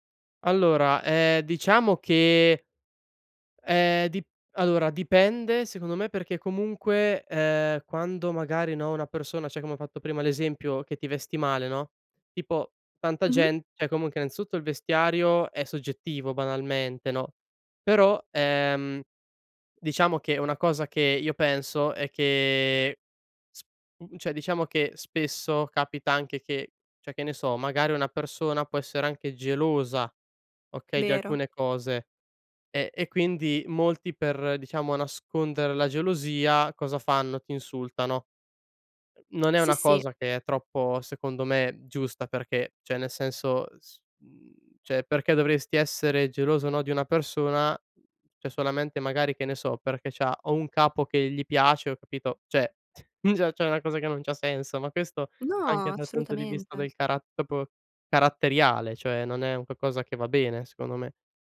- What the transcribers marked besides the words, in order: "cioè" said as "ciè"; "cioè" said as "ciè"; "innanzitutto" said as "innnaztutto"; "cioè" said as "ciè"; "cioè" said as "ciè"; lip smack; "cioè" said as "ciè"; laughing while speaking: "già c'è una cosa che non c'ha senso, ma questo"; "proprio" said as "popo"
- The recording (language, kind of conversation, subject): Italian, podcast, Cosa significa per te essere autentico, concretamente?